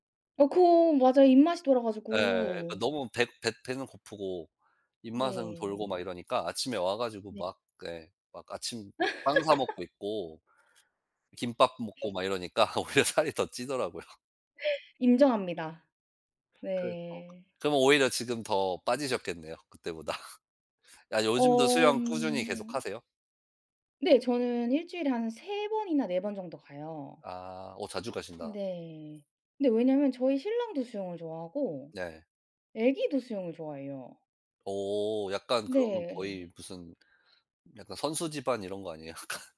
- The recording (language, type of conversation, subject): Korean, unstructured, 운동을 꾸준히 하는 것이 정말 중요하다고 생각하시나요?
- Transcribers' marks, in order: laugh; unintelligible speech; laughing while speaking: "오히려 살이 더 찌더라고요"; tapping; laughing while speaking: "그때보다"; laughing while speaking: "약간?"